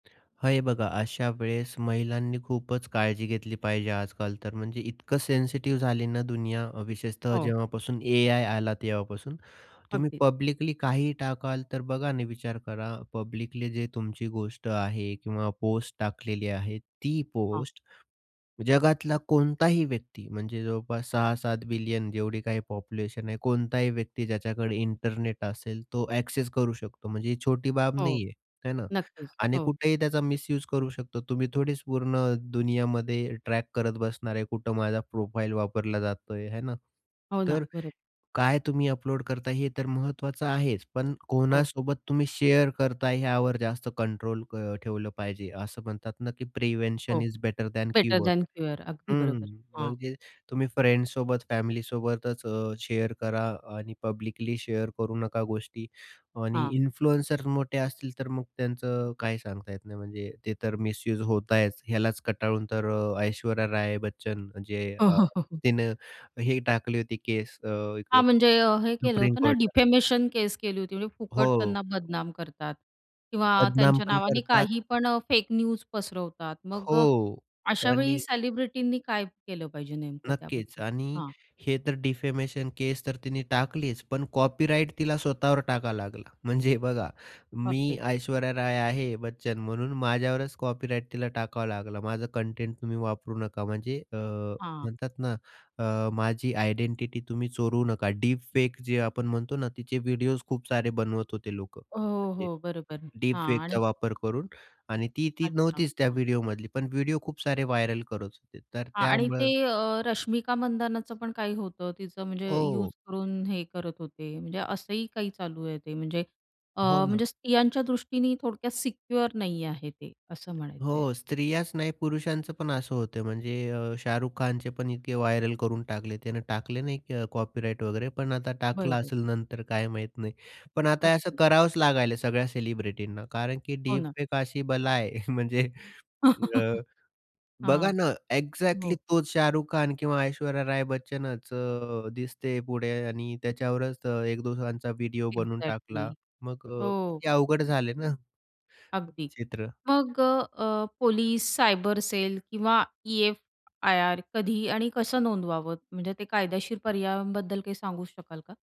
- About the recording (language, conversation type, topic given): Marathi, podcast, ऑनलाइन बदनामी किंवा ट्रोलिंग झाल्यास आपण काय करायला हवे असे तुम्हाला वाटते?
- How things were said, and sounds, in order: tapping; in English: "पब्लिकली"; in English: "पब्लिकली"; in English: "एक्सेस"; in English: "प्रोफाइल"; in English: "शेअर"; in English: "बेटर दॅन क्युअर"; in English: "प्रिव्हेन्शन इस बेटर दॅन क्युअर"; in English: "शेअर"; in English: "पब्लिकली शेअर"; in English: "इन्फ्लुअन्सर"; in English: "मिस युज"; chuckle; other background noise; in English: "डिफेमेशन"; in English: "फेक न्यूज"; in English: "डिफेमेशन"; in English: "कॉपीराईट"; laughing while speaking: "म्हणजे"; in English: "कॉपीराईट"; in English: "व्हायरल"; in English: "सिक्युअर"; in English: "व्हायरल"; in English: "कॉपीराईट"; chuckle; laughing while speaking: "म्हणजे"; in English: "एक्झॅक्टली"; in English: "एक्झॅक्टली"